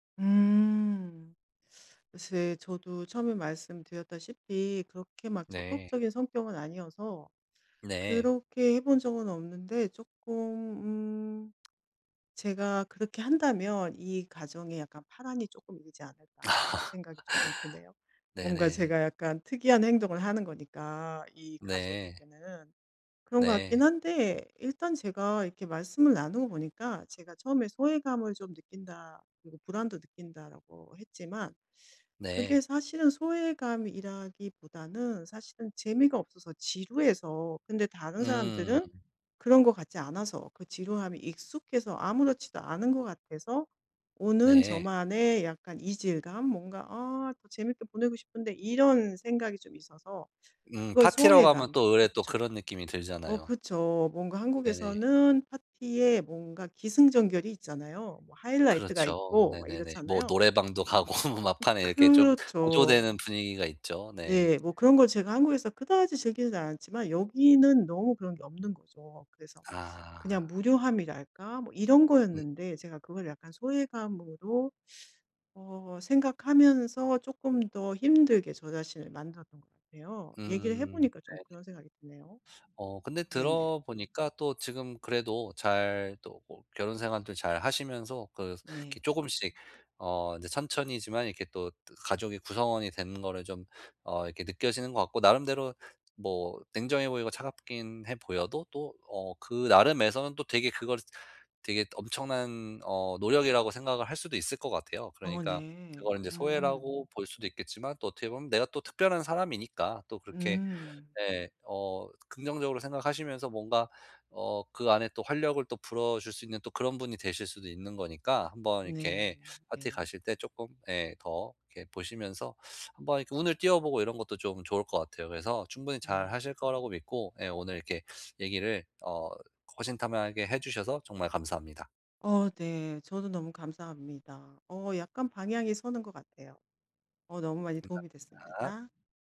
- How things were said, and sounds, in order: tsk; laugh; laugh; other background noise; tapping
- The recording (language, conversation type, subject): Korean, advice, 파티에 가면 소외감과 불안이 심해지는데 어떻게 하면 좋을까요?